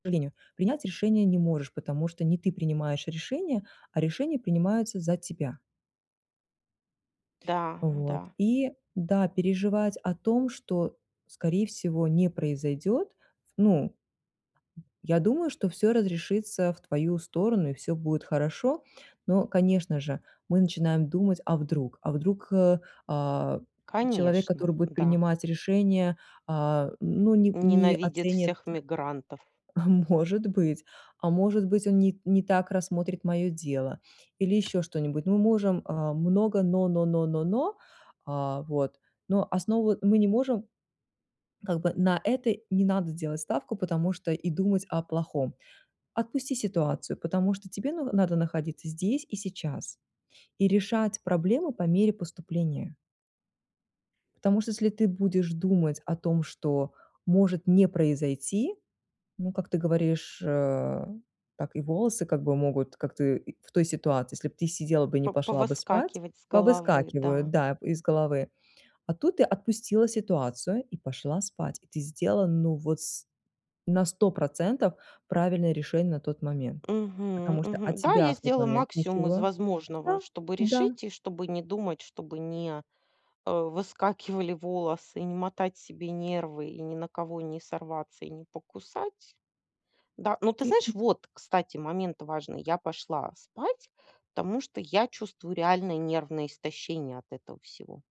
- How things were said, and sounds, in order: other background noise; tapping; chuckle
- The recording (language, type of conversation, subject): Russian, advice, Как справиться со страхом перед неизвестным и неопределённостью?